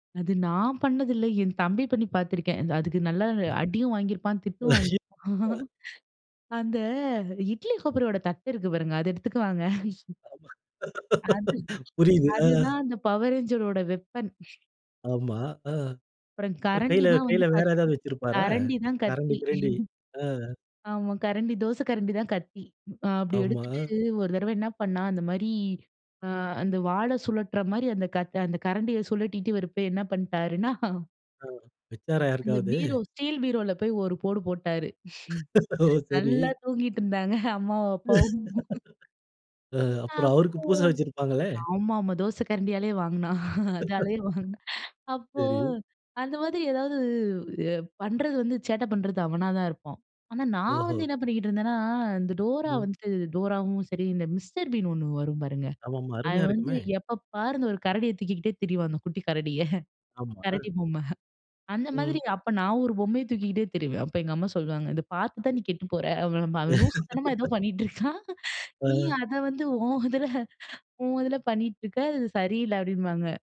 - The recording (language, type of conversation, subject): Tamil, podcast, பள்ளிக்காலத்தில் எந்த கார்டூன் தொடரை நீங்கள் மிகவும் விரும்பினீர்கள்?
- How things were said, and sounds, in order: laugh; laugh; laugh; snort; chuckle; chuckle; laugh; laughing while speaking: "ஓ! சரி!"; snort; laughing while speaking: "இருந்தாங்க, அம்மாவும் அப்பாவும்"; laugh; laughing while speaking: "வாங்குனான். அதாலயே வாங்குனான்"; laugh; laughing while speaking: "கரடிய. கரடி பொம்மை"; tapping; laugh; laughing while speaking: "ஏதோ பண்ணீட்டு இருக்கான், நீ அதை வந்து ஒன் இதில, ஒன் இதில பண்ணீட்ருக்க"